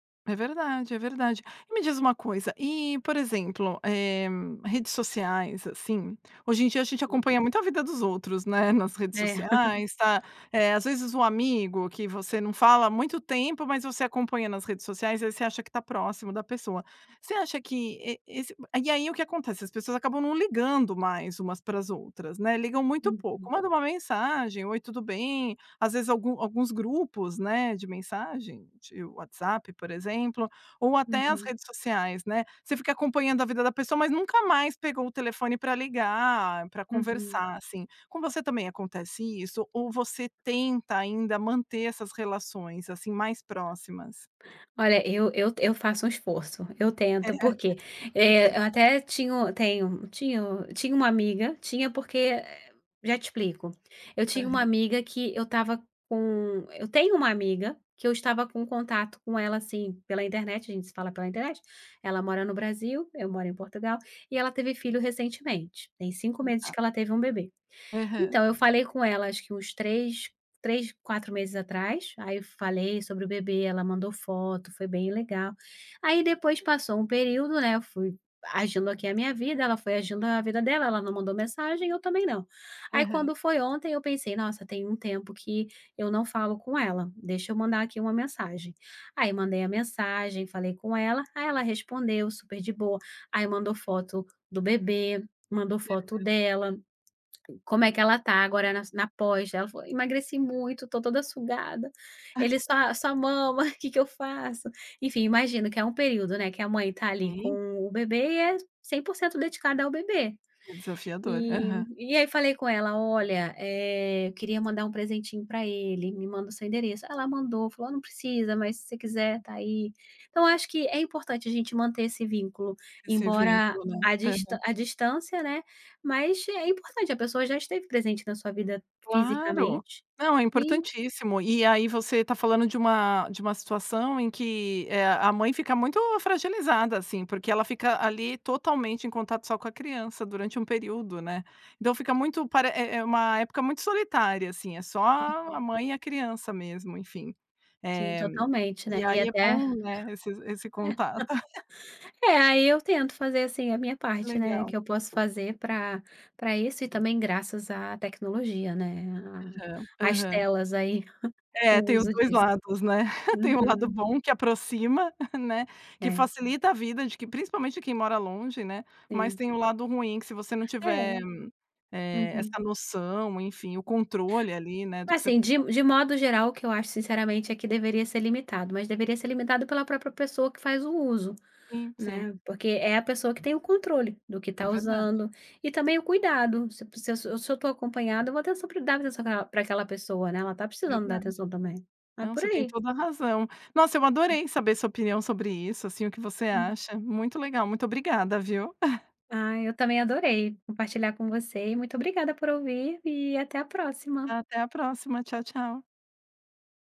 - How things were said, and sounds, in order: tapping; other noise; chuckle; laughing while speaking: "É"; laugh; chuckle; laugh; chuckle; other background noise; unintelligible speech; unintelligible speech; chuckle
- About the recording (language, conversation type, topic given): Portuguese, podcast, Você acha que as telas aproximam ou afastam as pessoas?